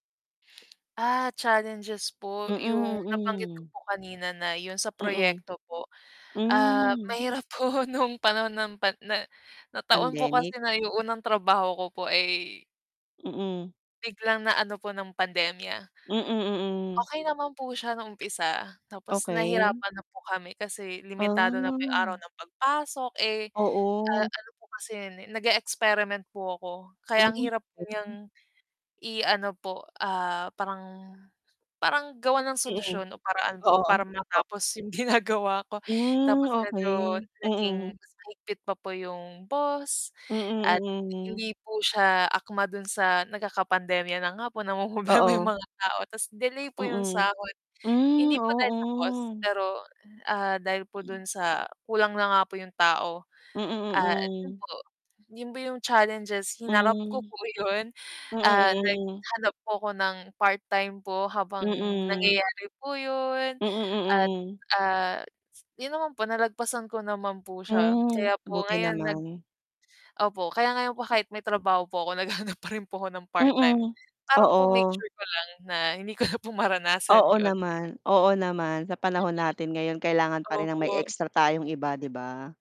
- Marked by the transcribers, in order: static; other background noise; distorted speech; laughing while speaking: "ginagawa ko"; laughing while speaking: "namomroblema 'yung mga tao"; laughing while speaking: "naghahanap pa rin po ako ng part-time"; laughing while speaking: "hindi ko na po"
- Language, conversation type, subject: Filipino, unstructured, Paano mo hinahanap ang trabahong talagang angkop para sa iyo?